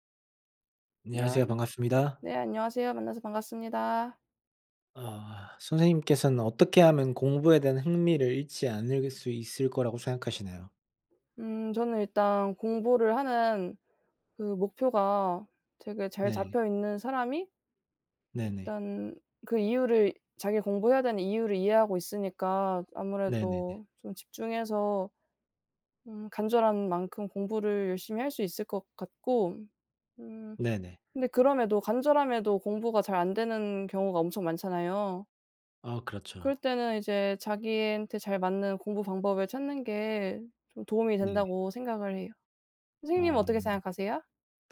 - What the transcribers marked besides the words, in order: none
- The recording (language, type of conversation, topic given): Korean, unstructured, 어떻게 하면 공부에 대한 흥미를 잃지 않을 수 있을까요?